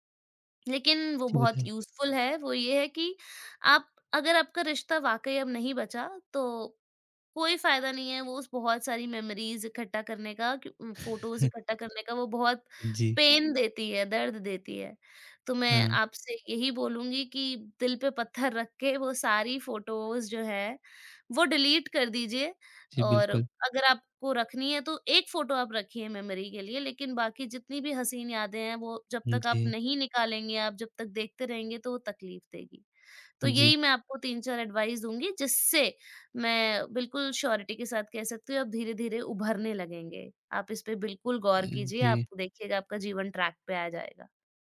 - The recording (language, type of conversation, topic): Hindi, advice, रिश्ता टूटने के बाद मुझे जीवन का उद्देश्य समझ में क्यों नहीं आ रहा है?
- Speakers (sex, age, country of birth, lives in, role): female, 25-29, India, India, advisor; male, 20-24, India, India, user
- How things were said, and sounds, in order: tapping; in English: "यूज़फुल"; in English: "मेमोरीज़"; in English: "फ़ोटोज़"; chuckle; in English: "पेन"; in English: "फ़ोटोज़"; in English: "मेमोरी"; in English: "एडवाइस"; in English: "श्योरिटी"; in English: "ट्रैक"